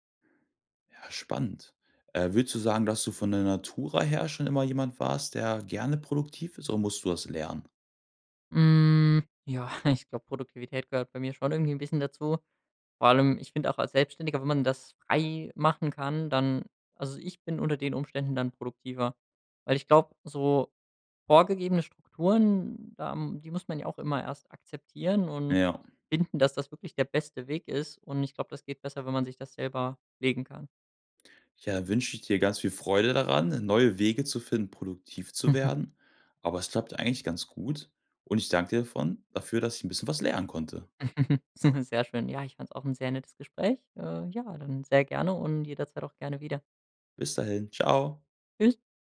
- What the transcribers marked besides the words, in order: drawn out: "Hm"; laughing while speaking: "ich glaub"; giggle; joyful: "lernen konnte"; giggle; joyful: "S sehr schön. Ja, ich … auch gerne wieder"
- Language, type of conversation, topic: German, podcast, Was hilft dir, zu Hause wirklich produktiv zu bleiben?